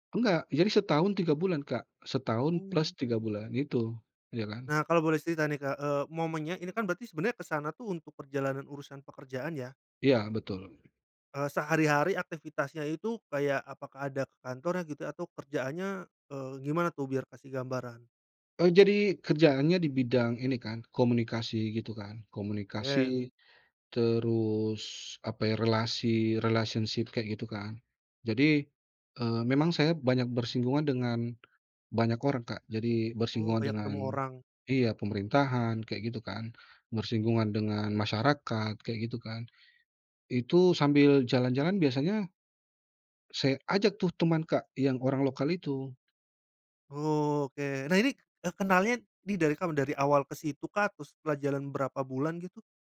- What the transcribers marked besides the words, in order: in English: "relationship"
- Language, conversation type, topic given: Indonesian, podcast, Pernahkah kamu bertemu warga setempat yang membuat perjalananmu berubah, dan bagaimana ceritanya?